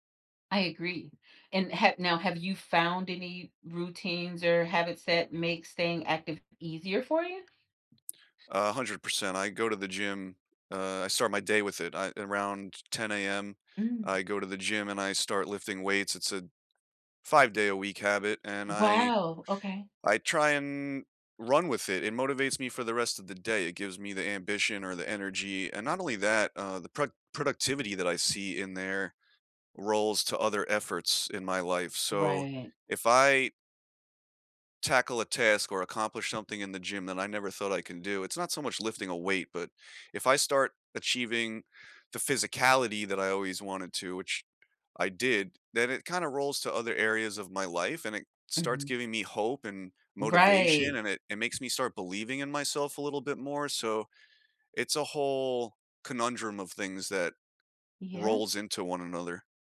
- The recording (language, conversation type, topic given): English, unstructured, How do you stay motivated to move regularly?
- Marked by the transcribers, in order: tapping; other background noise